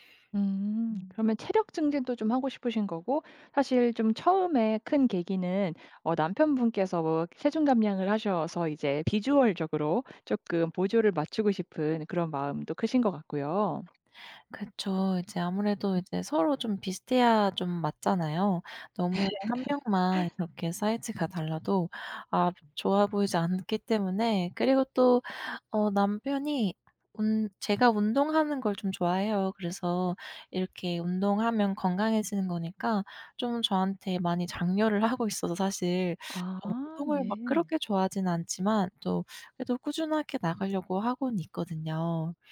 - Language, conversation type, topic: Korean, advice, 체중 감량과 근육 증가 중 무엇을 우선해야 할지 헷갈릴 때 어떻게 목표를 정하면 좋을까요?
- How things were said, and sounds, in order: other background noise; tapping; laugh